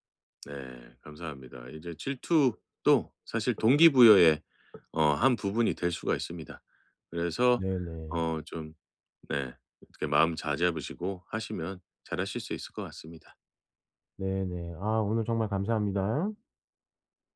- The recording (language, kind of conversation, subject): Korean, advice, 친구의 성공을 보면 왜 자꾸 질투가 날까요?
- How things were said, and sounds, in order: tapping